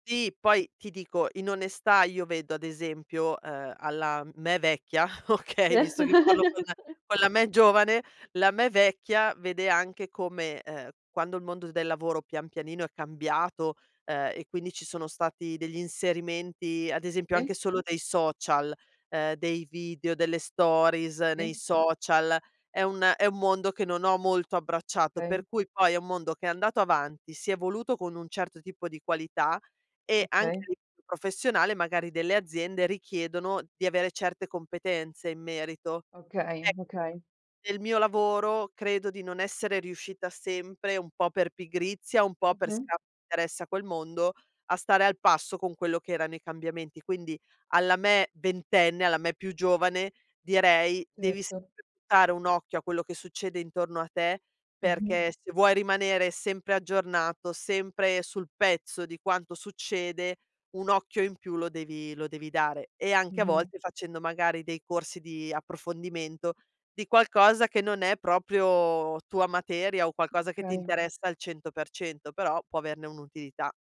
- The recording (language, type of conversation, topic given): Italian, podcast, Cosa diresti al tuo io più giovane sul lavoro?
- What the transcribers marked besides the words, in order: laughing while speaking: "okay"; chuckle; other background noise; in English: "stories"; tapping